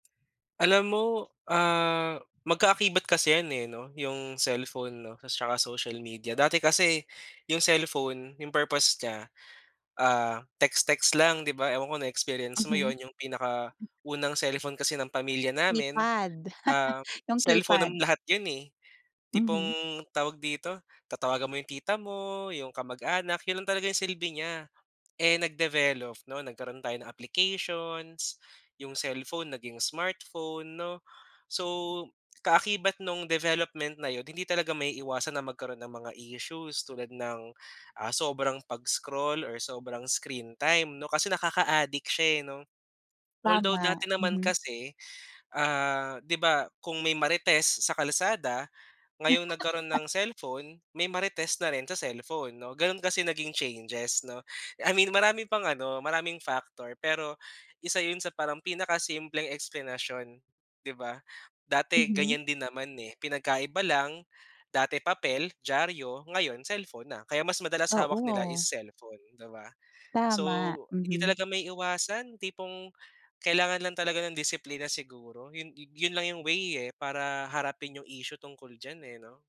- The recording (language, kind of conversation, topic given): Filipino, podcast, Paano ninyo hinaharap ang mga isyung dulot ng paggamit ng cellphone o pakikipag-ugnayan sa social media?
- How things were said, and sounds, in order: other background noise; laugh; in English: "screen time"; laugh